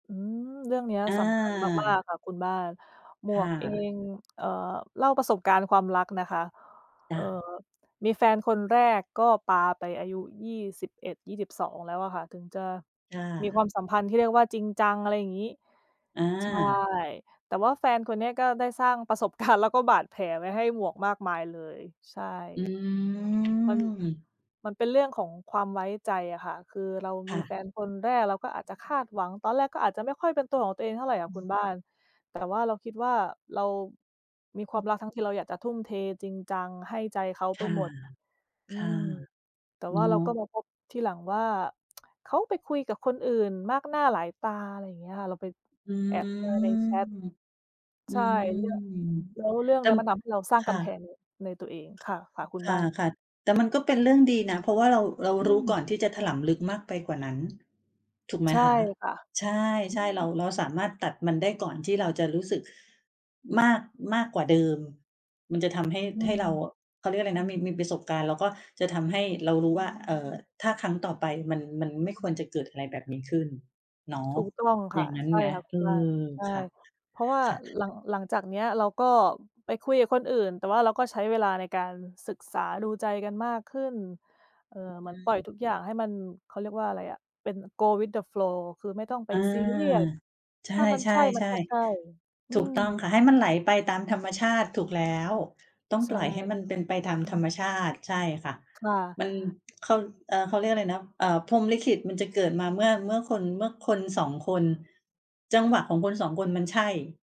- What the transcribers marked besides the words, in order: tapping; other background noise; laughing while speaking: "การณ์"; drawn out: "อืม"; snort; tsk; drawn out: "อืม อืม"; in English: "go with the flow"
- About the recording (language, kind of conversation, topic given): Thai, unstructured, คุณคิดว่าอะไรทำให้ความรักยืนยาว?
- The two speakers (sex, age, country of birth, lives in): female, 30-34, Thailand, United States; female, 45-49, Thailand, Thailand